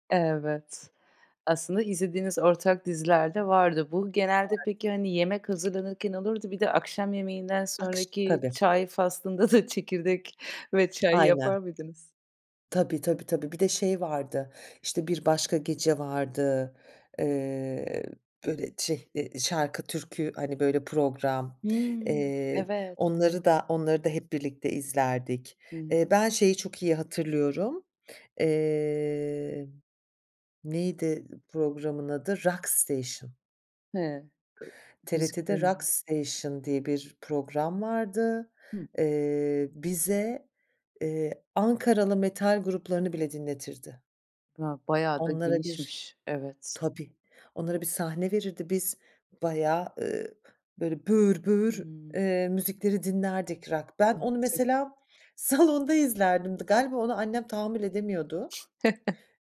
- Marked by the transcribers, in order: unintelligible speech; laughing while speaking: "faslında da"; tapping; unintelligible speech; unintelligible speech; unintelligible speech; laughing while speaking: "salonda"; other background noise; chuckle
- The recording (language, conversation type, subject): Turkish, podcast, Nostalji neden bu kadar insanı cezbediyor, ne diyorsun?